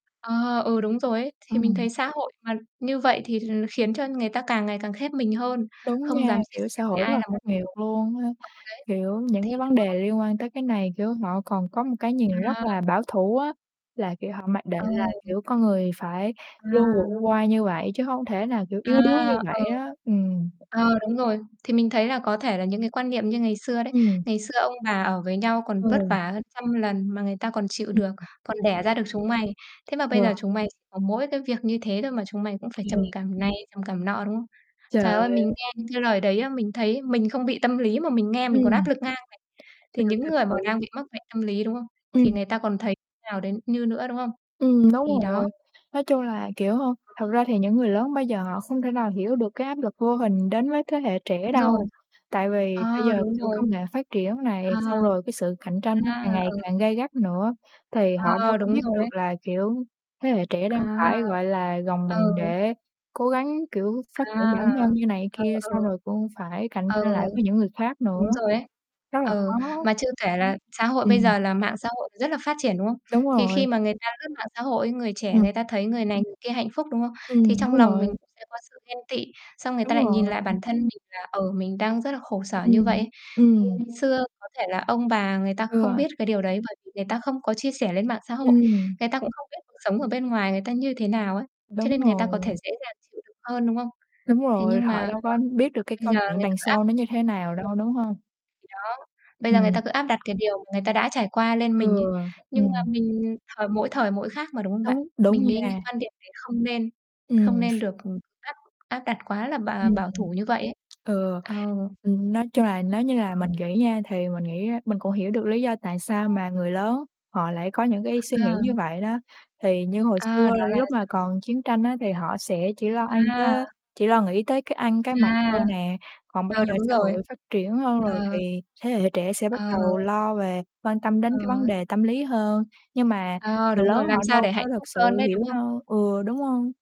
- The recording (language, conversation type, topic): Vietnamese, unstructured, Tại sao nhiều người ngại chia sẻ về những vấn đề tâm lý của mình?
- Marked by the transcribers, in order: other background noise; distorted speech; tapping; static; background speech; unintelligible speech